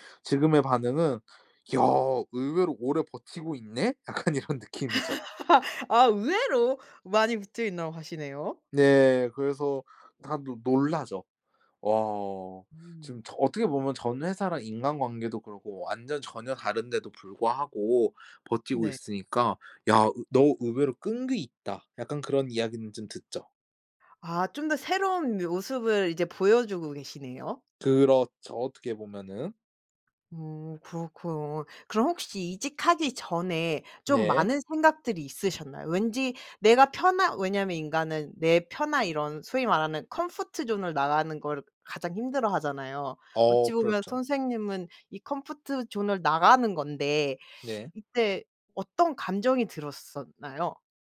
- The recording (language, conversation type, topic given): Korean, podcast, 직업을 바꾸게 된 계기는 무엇이었나요?
- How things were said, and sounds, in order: laughing while speaking: "약간 이런"; laugh; "끈기" said as "끈귀"; "모습을" said as "묘습을"; in English: "comfort zone을"; in English: "comfort zone을"